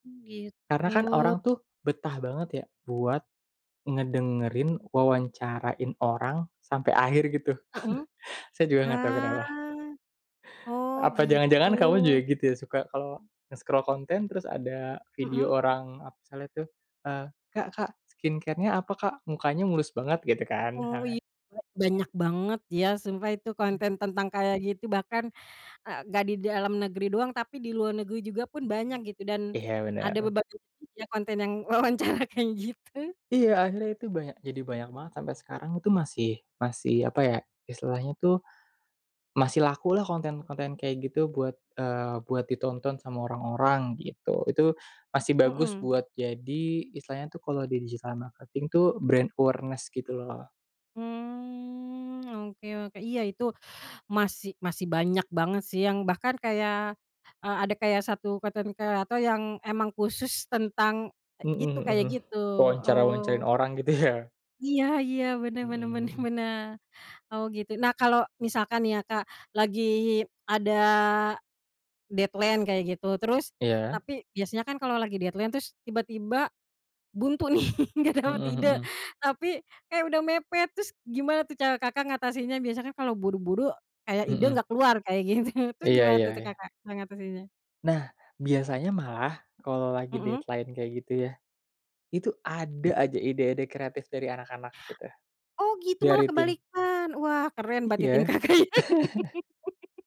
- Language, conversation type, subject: Indonesian, podcast, Bagaimana cara Anda mengatasi kebuntuan kreatif?
- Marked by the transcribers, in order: chuckle; drawn out: "Ah"; in English: "nge-scroll"; in English: "skincare-nya"; laughing while speaking: "wawancara"; in English: "digital marketing"; in English: "brand awareness"; drawn out: "Mmm"; laughing while speaking: "gitu ya"; in English: "deadline"; in English: "deadline"; laughing while speaking: "buntu nih"; laughing while speaking: "gitu"; tapping; in English: "deadline"; chuckle; laughing while speaking: "Kakak ya"; laugh